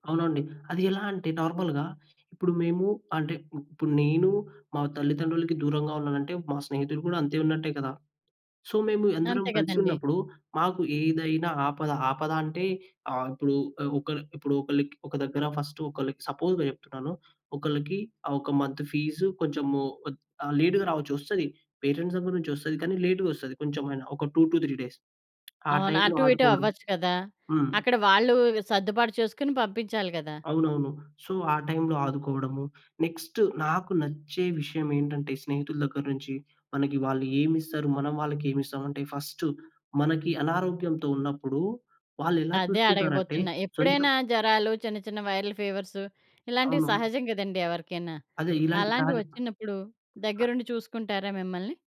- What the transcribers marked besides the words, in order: in English: "నార్మల్‌గా"; tapping; in English: "సో"; in English: "ఫస్ట్"; in English: "సపోజ్‌గా"; in English: "మంత్"; in English: "లేట్‌గా"; in English: "పేటెంట్స్"; in English: "లేట్‌గ"; in English: "టూ టు త్రీ డేస్"; in English: "టైంలో"; in English: "సో"; in English: "టైంలో"; in English: "నెక్స్ట్"; in English: "వైరల్"; other noise
- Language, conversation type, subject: Telugu, podcast, స్నేహితులు, కుటుంబం మీకు రికవరీలో ఎలా తోడ్పడారు?